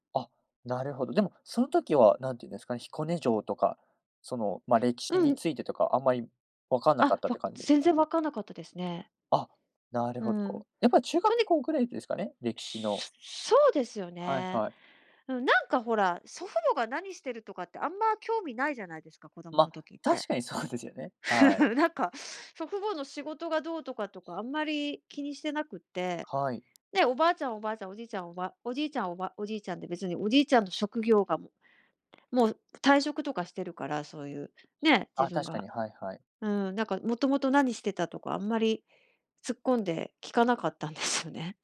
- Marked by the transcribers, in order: other background noise; chuckle
- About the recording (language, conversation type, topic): Japanese, podcast, ご先祖にまつわる面白い話はありますか？